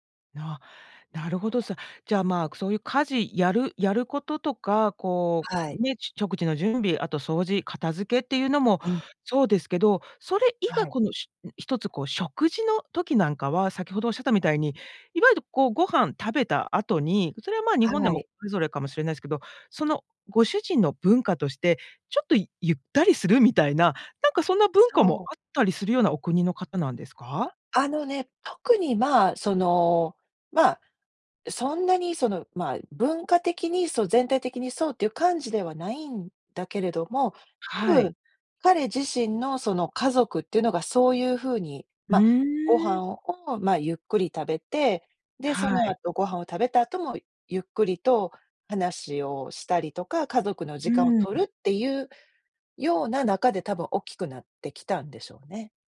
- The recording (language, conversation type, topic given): Japanese, podcast, 自分の固定観念に気づくにはどうすればいい？
- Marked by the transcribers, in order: other background noise